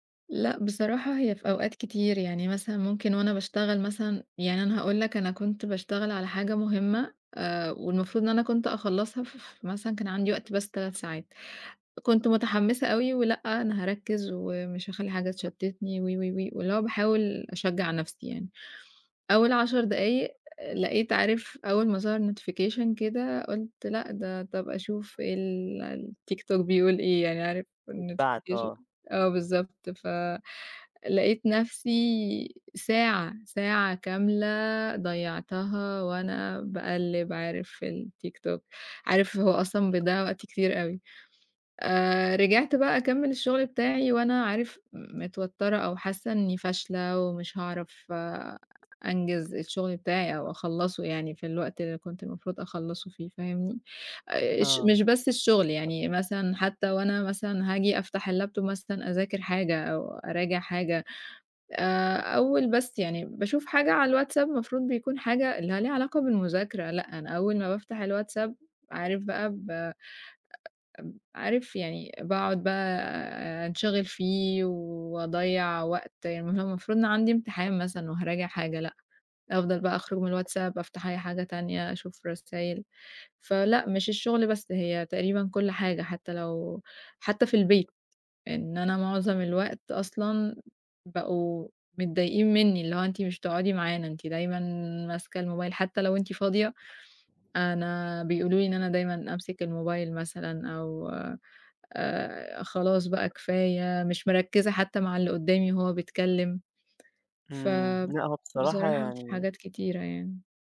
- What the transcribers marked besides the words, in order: in English: "notification"; in English: "الnotification"; in English: "الlaptop"; other noise; unintelligible speech
- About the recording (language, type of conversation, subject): Arabic, advice, إزاي الموبايل والسوشيال ميديا بيشتتوك وبيأثروا على تركيزك؟